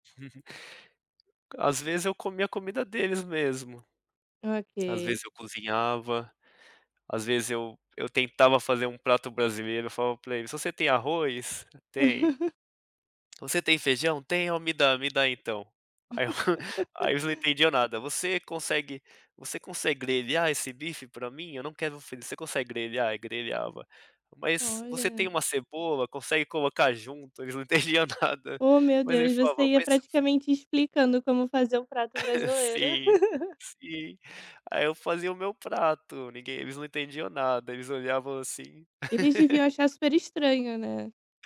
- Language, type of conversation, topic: Portuguese, podcast, Que lugar te rendeu uma história para contar a vida toda?
- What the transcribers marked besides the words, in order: chuckle; tapping; chuckle; laugh; chuckle; laughing while speaking: "entendiam nada"; laugh; laugh